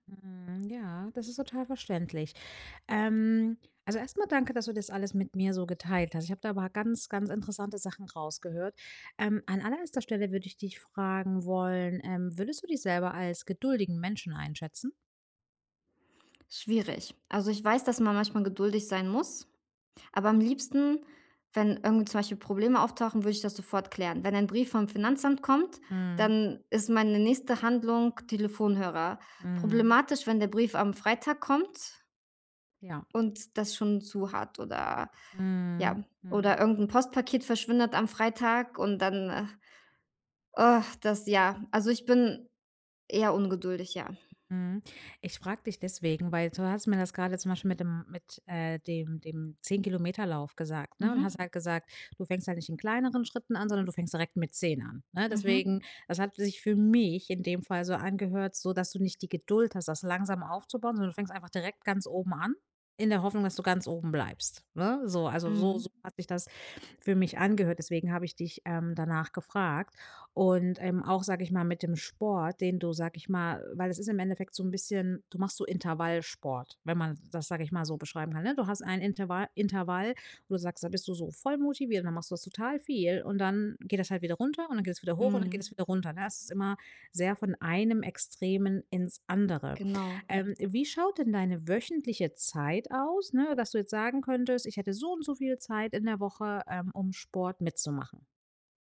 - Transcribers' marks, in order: tapping; other background noise; sigh; stressed: "mich"
- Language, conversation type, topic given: German, advice, Wie bleibe ich bei einem langfristigen Projekt motiviert?